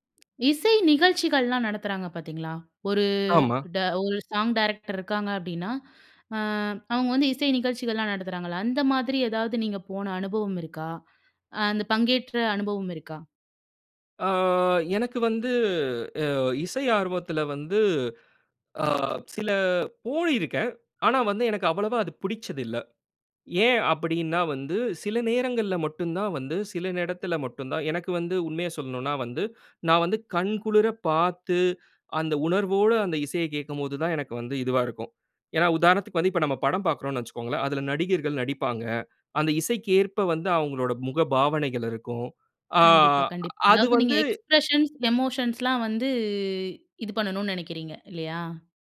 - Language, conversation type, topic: Tamil, podcast, தொழில்நுட்பம் உங்கள் இசை ஆர்வத்தை எவ்வாறு மாற்றியுள்ளது?
- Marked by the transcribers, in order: other background noise; in English: "டைரக்டர்"; inhale; inhale; drawn out: "ஆ"; drawn out: "வந்து"; "இடத்துல" said as "நெடத்துல"; inhale; in English: "எக்ஸ்பிரஷன்ஸ், எமோஷன்ஸ்லாம்"; drawn out: "வந்து"